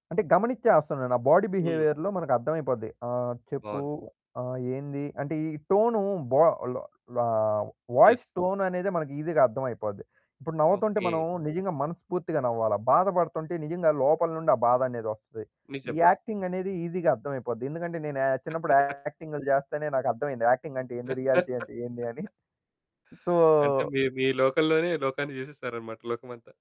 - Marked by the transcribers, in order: in English: "బాడీ బిహేవియర్‌లో"; in English: "వాయిస్ టోన్"; in English: "ఈజీగా"; in English: "యస్"; in English: "యాక్టింగ్"; in English: "ఈజీగా"; laugh; distorted speech; laugh; in English: "యాక్టింగ్"; in English: "రియాలిటీ"; in English: "సో"; other background noise
- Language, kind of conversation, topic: Telugu, podcast, మొదటి పరిచయంలో శరీరభాషకు మీరు ఎంత ప్రాధాన్యం ఇస్తారు?